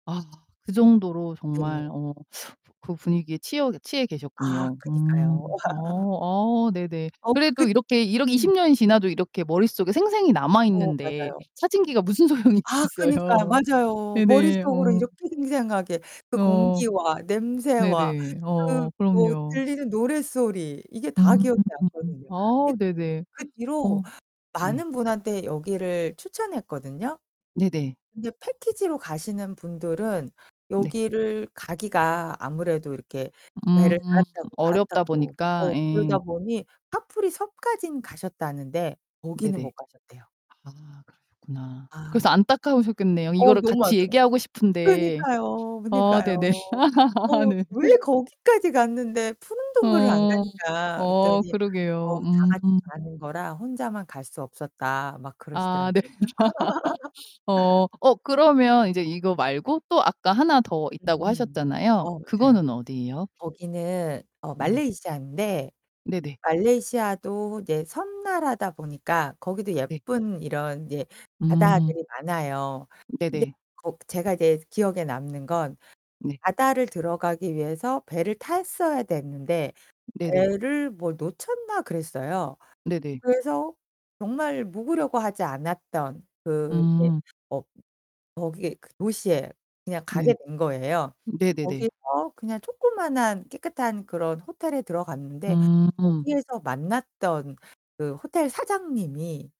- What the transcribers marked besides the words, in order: other background noise; laugh; distorted speech; laughing while speaking: "소용이 있겠어요"; gasp; laugh; laughing while speaking: "네"; laughing while speaking: "네"; laugh
- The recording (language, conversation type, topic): Korean, podcast, 가장 기억에 남는 여행은 무엇인가요?